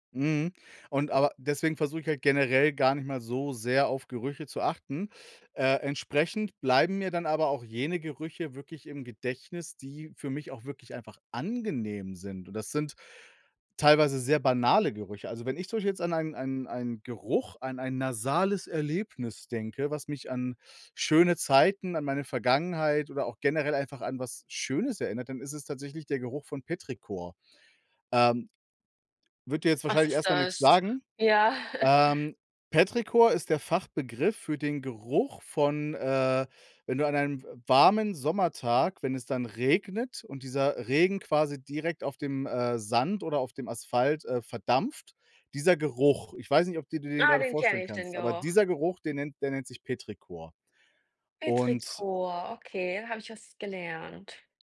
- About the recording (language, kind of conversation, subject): German, unstructured, Gibt es einen Geruch, der dich sofort an deine Vergangenheit erinnert?
- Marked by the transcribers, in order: chuckle